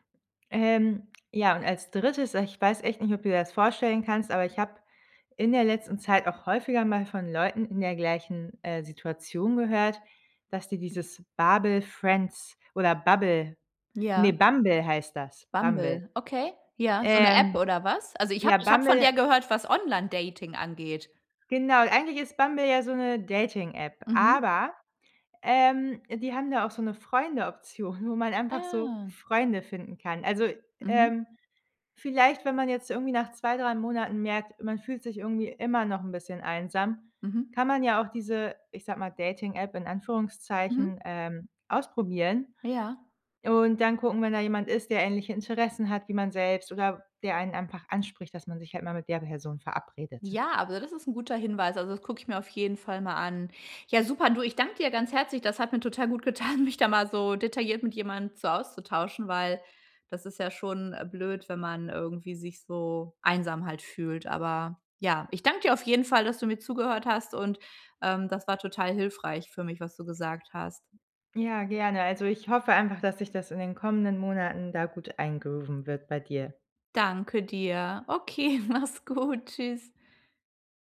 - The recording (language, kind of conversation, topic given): German, advice, Wie gehe ich mit Einsamkeit nach einem Umzug in eine neue Stadt um?
- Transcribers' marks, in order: laughing while speaking: "Freunde-Option"; laughing while speaking: "getan"; laughing while speaking: "Okay, mach's gut"